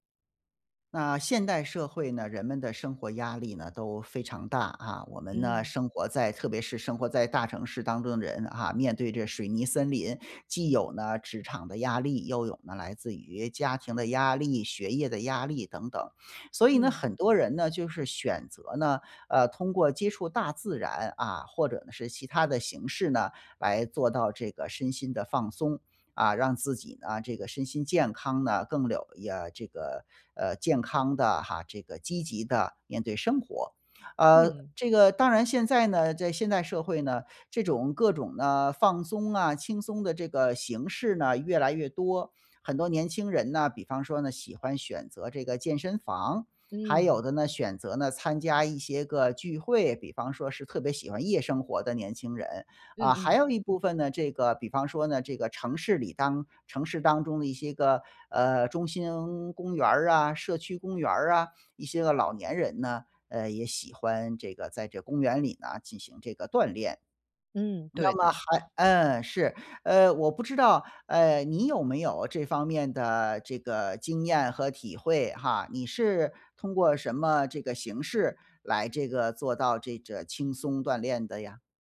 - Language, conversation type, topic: Chinese, podcast, 在自然环境中放慢脚步有什么好处？
- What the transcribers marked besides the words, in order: none